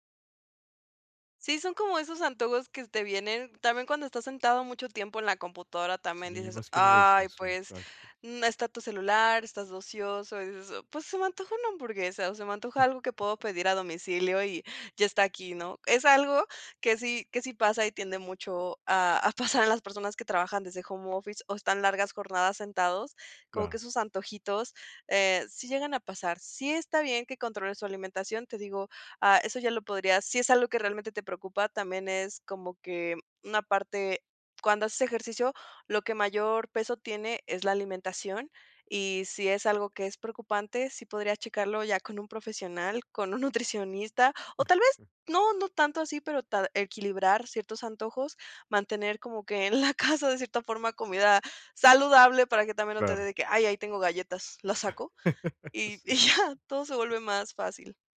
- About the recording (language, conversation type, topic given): Spanish, advice, ¿Cómo puedo mantener una rutina de ejercicio regular si tengo una vida ocupada y poco tiempo libre?
- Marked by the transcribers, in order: other noise; laughing while speaking: "pasar"; in English: "home office"; laughing while speaking: "casa"; laugh; laughing while speaking: "ya"